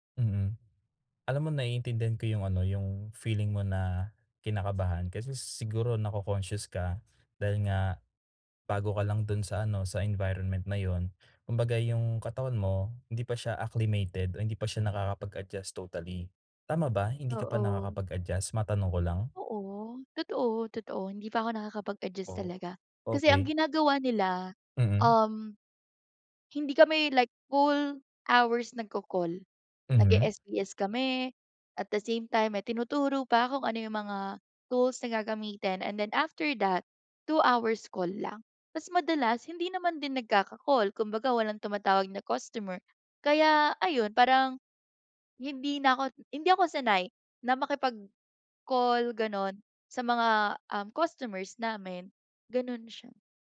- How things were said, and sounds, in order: in English: "acclimated"
- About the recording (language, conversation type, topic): Filipino, advice, Ano ang mga epektibong paraan para mabilis akong kumalma kapag sobra akong nababagabag?